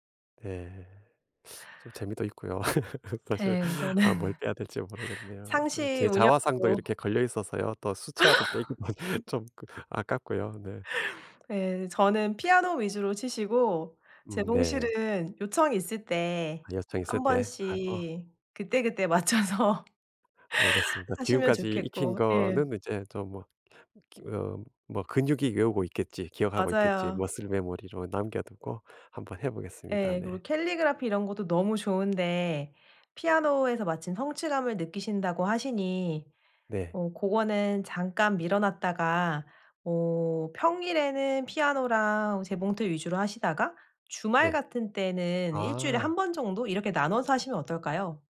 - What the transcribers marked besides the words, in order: teeth sucking; laugh; laugh; laugh; gasp; laughing while speaking: "빼기도"; inhale; laughing while speaking: "맞춰서"; in English: "muscle memory로"
- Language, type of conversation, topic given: Korean, advice, 빠듯한 일정 속에서 짧은 휴식을 어떻게 챙길 수 있을까요?